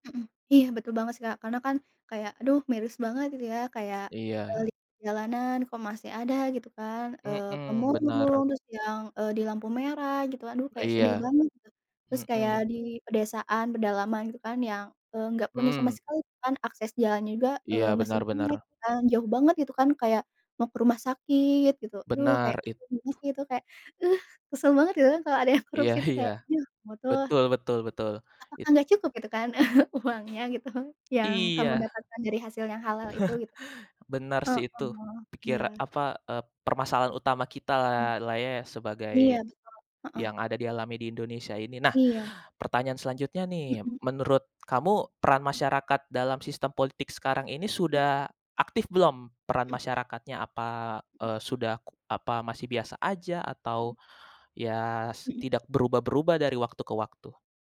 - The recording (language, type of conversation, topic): Indonesian, unstructured, Apa yang membuatmu bangga terhadap sistem politik di Indonesia?
- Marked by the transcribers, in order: tapping; other background noise; laughing while speaking: "yang"; laughing while speaking: "iya"; chuckle; laughing while speaking: "uangnya, gitu"; tsk; chuckle